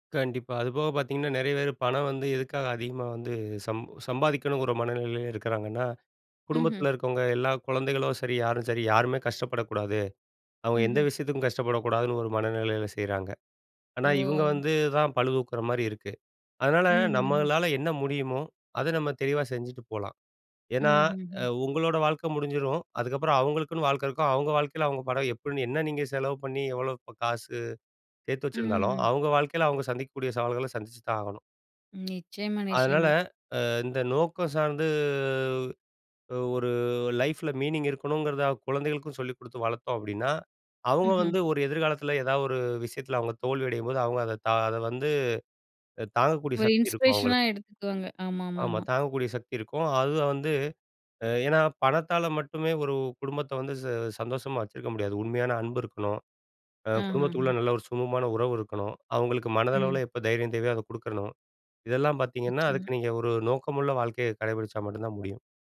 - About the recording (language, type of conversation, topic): Tamil, podcast, பணம் அல்லது வாழ்க்கையின் அர்த்தம்—உங்களுக்கு எது முக்கியம்?
- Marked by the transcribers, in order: "பழுதூக்குற" said as "பழுவுக்குற"; drawn out: "சார்ந்து"; in English: "லைஃப்ல மீனிங்"; in English: "இன்ஸ்பிரேஷனா"